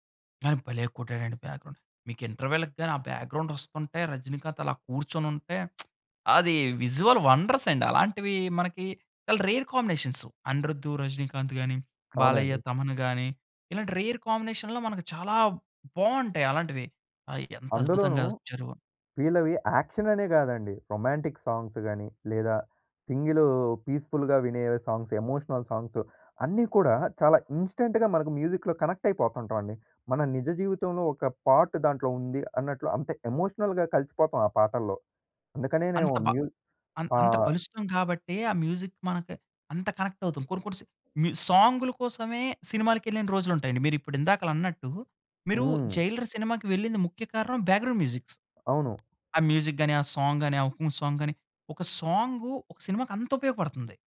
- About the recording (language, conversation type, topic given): Telugu, podcast, ఒక సినిమాకు సంగీతం ఎంత ముఖ్యమని మీరు భావిస్తారు?
- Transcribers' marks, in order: in English: "బ్యాక్‌గ్రౌండ్"; in English: "ఇంటర్వెల్‌కి"; in English: "బ్యాక్‌గ్రౌండ్"; lip smack; in English: "విజువల్ వండర్స్"; in English: "రేర్"; in English: "రేర్ కాంబినేషన్‌లో"; in English: "యాక్షన్"; in English: "రొమాంటిక్ సాంగ్స్"; in English: "సింగిల్ పీస్‌ఫుల్‌గా"; in English: "సాంగ్స్, ఎమోషనల్ సాంగ్స్"; in English: "ఇన్స్టంట్‌గా"; in English: "మ్యూజిక్‌లో కనెక్ట్"; in English: "పార్ట్"; in English: "ఎమోషనల్‍గా"; in English: "మ్యూజిక్"; in English: "కనెక్ట్"; in English: "బ్యాక్‌గ్రౌండ్ మ్యూజిక్స్"; in English: "మ్యూజిక్"; in English: "సాంగ్"; in English: "సాంగ్"